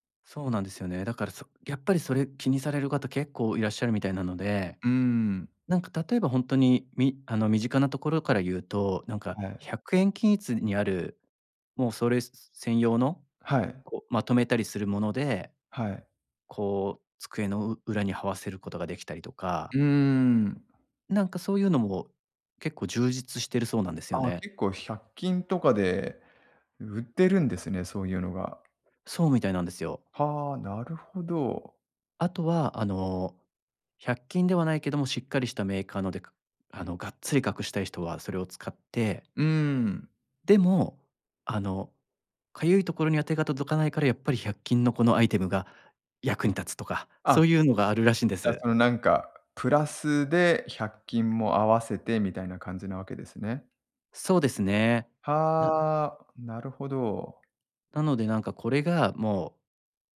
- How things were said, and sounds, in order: other noise
- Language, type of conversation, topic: Japanese, advice, 価値観の変化で今の生活が自分に合わないと感じるのはなぜですか？